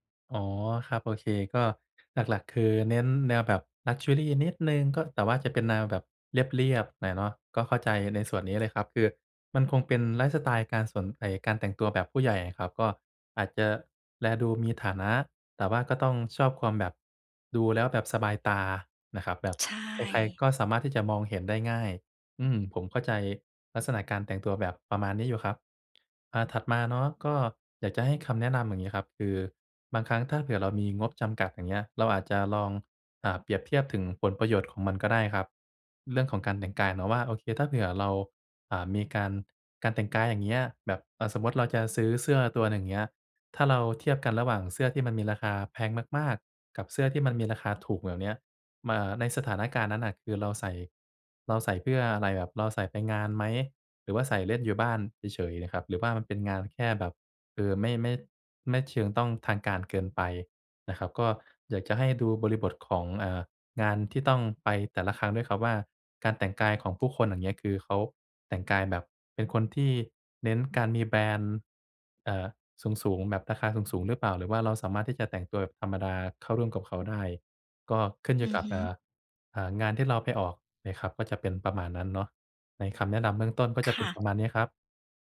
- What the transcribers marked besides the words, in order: in English: "ลักเชอรี"; other background noise
- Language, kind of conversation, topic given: Thai, advice, จะแต่งกายให้ดูดีด้วยงบจำกัดควรเริ่มอย่างไร?